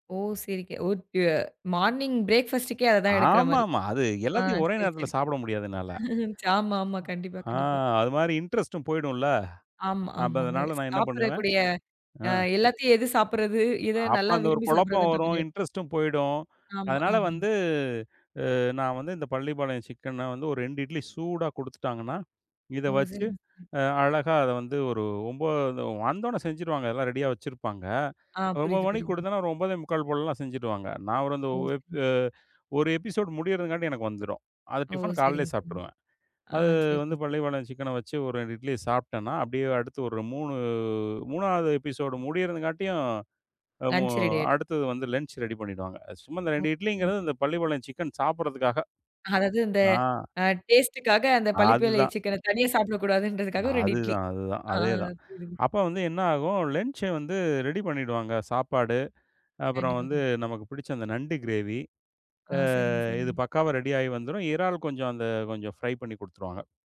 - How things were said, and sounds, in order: unintelligible speech; in English: "மார்னிங் ப்ரேக் ஃபாஸ்ட்கே"; other background noise; laugh; in English: "இன்ட்ரெஸ்ட்டும்"; "சாப்பிடக்கூடிய" said as "சாப்பிறக்கூடிய"; in English: "இன்ட்ரெஸ்ட்டும்"; unintelligible speech; in English: "எபிசோட்"; drawn out: "மூணு"; unintelligible speech; in English: "லஞ்ச்ச"; in English: "ஃப்ரை"
- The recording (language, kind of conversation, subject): Tamil, podcast, ஒரு நாளுக்கான பரிபூரண ஓய்வை நீங்கள் எப்படி வர்ணிப்பீர்கள்?